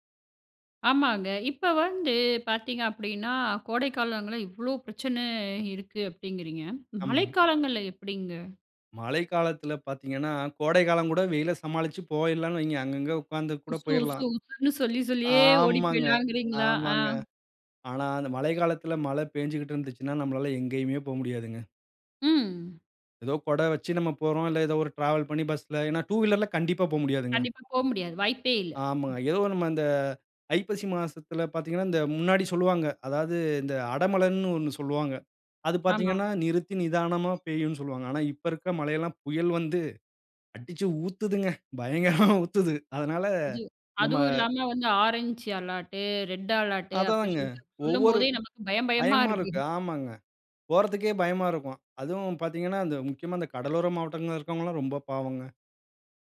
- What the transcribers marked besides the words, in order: laughing while speaking: "உசு உசு உசுன்னு சொல்லி சொல்லியே ஓடி போயிலாங்கிறீங்களா? ஆ"; other background noise; laughing while speaking: "ஆனா இப்ப இருக்க மழை எல்லாம் புயல் வந்து அடிச்சு ஊத்துதுங்க. பயங்கரமா ஊத்துது"; in English: "ஆரஞ்ச் அலாட்டு, ரெட் அலாட்டு"; "அலார்ட்டு" said as "அலாட்டு"; "அலார்ட்டு" said as "அலாட்டு"; afraid: "அதாங்க ஒவ்வொரு பயமா இருக்கு. ஆமாங்க … இருக்கவங்கலாம் ரொம்ப பாவங்க"
- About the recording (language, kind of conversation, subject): Tamil, podcast, குடும்பத்துடன் பருவ மாற்றங்களை நீங்கள் எப்படி அனுபவிக்கிறீர்கள்?